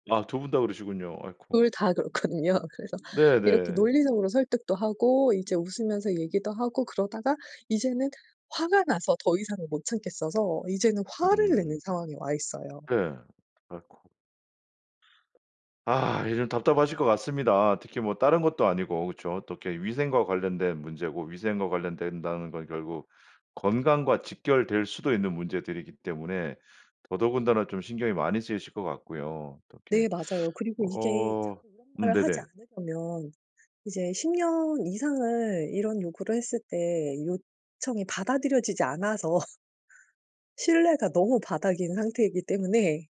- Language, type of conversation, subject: Korean, advice, 책임을 나누면서도 통제와 신뢰의 균형을 어떻게 유지할 수 있을까요?
- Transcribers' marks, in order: laughing while speaking: "그렇거든요"; other background noise; teeth sucking; laughing while speaking: "않아서"